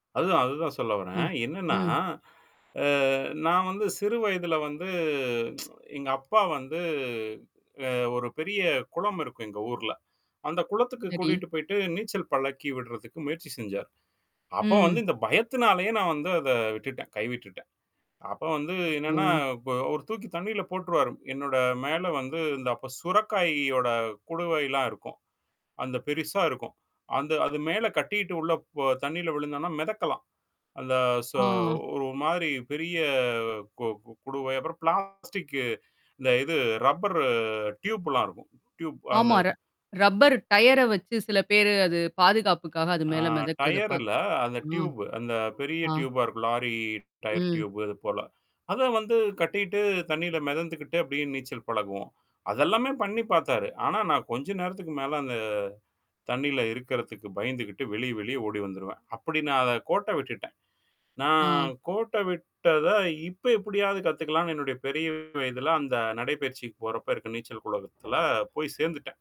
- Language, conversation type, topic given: Tamil, podcast, பயத்தைத் தாண்டிச் செல்ல உங்களுக்கு என்ன தேவை என்று நீங்கள் நினைக்கிறீர்கள்?
- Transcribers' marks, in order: static; tsk; other noise; tapping; in English: "பிளாஸ்டிக்கு"; distorted speech; in English: "ரப்பர் டியூப்லாம்"; in English: "டியூப்"; in English: "ரப்பர் டயர"; in English: "டயர்"; in English: "டியூப்"; in English: "டியூபா"; in English: "டயர் டியூப்"